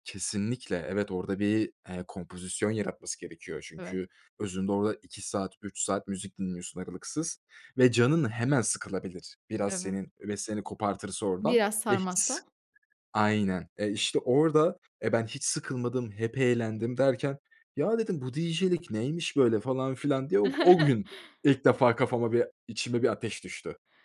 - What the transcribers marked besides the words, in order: none
- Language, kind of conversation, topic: Turkish, podcast, Hayatınızda bir mentor oldu mu, size nasıl yardımcı oldu?